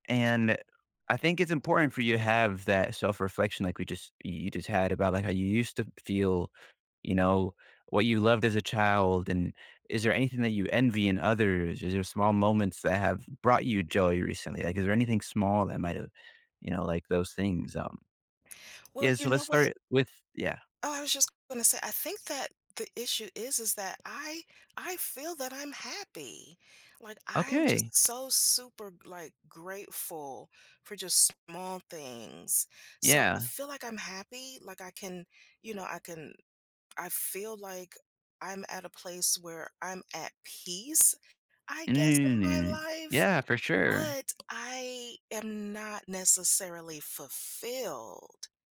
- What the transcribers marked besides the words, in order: other background noise; tapping; other noise
- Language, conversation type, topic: English, advice, How can I figure out what truly makes me happy?
- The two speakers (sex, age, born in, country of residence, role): female, 50-54, United States, United States, user; male, 20-24, Puerto Rico, United States, advisor